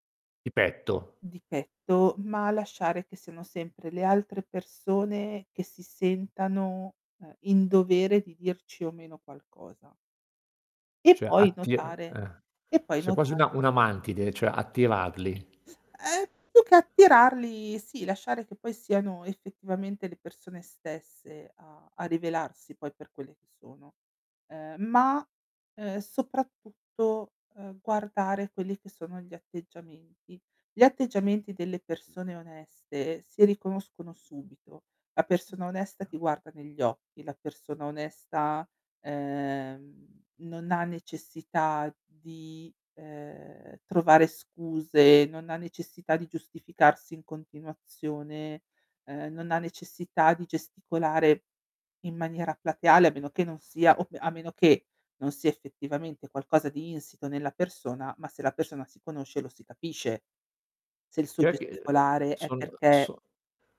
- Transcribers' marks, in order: static; distorted speech; background speech
- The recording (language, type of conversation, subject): Italian, podcast, Come capisci se un’intuizione è davvero affidabile o se è solo un pregiudizio?